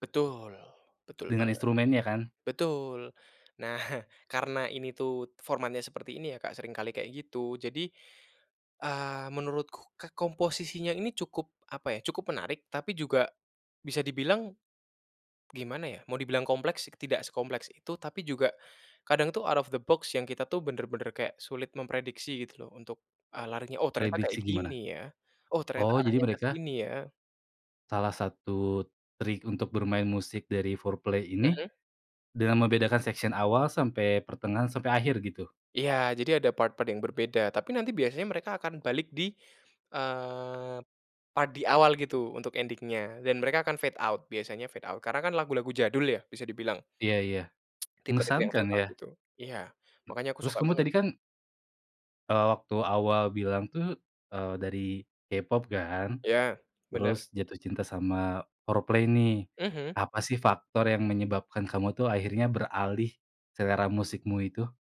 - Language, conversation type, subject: Indonesian, podcast, Lagu apa yang pertama kali membuat kamu jatuh cinta pada musik?
- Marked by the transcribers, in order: in English: "out of the box"; in English: "section"; in English: "part-part"; in English: "part"; in English: "ending-nya"; in English: "fade out"; in English: "fade out"; tsk; in English: "fade out"; other background noise